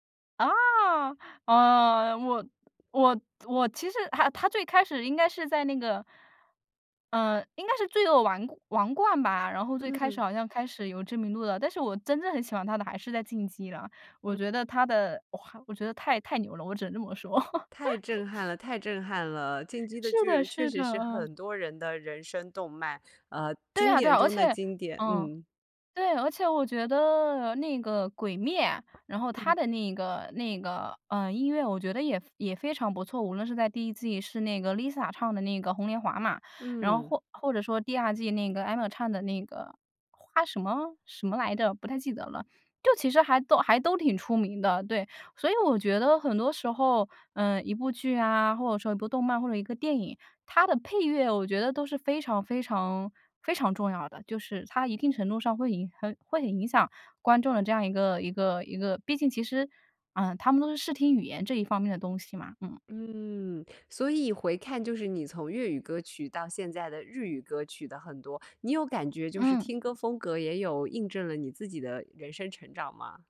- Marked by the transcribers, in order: laugh; other background noise
- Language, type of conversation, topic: Chinese, podcast, 你有没有哪段时间突然大幅改变了自己的听歌风格？